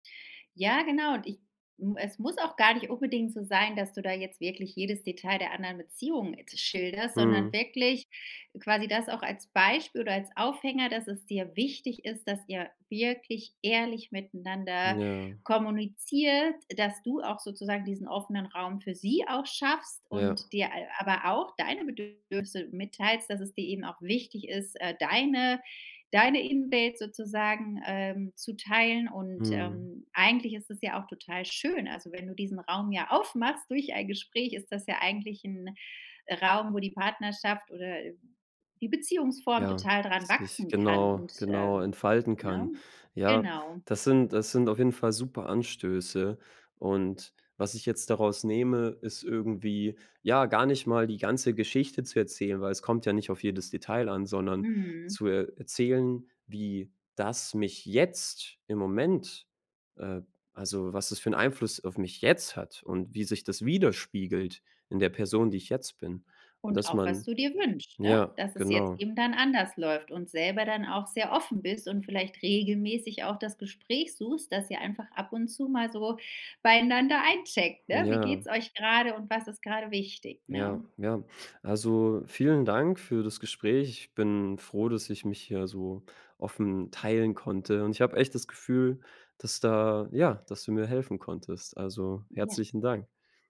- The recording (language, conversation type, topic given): German, advice, Wie kann ich ein Missverständnis mit meinem Partner nach schlechter Kommunikation klären?
- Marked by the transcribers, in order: in English: "Invade"; stressed: "schön"; stressed: "jetzt"; stressed: "jetzt"; joyful: "eincheckt, ne?"; other background noise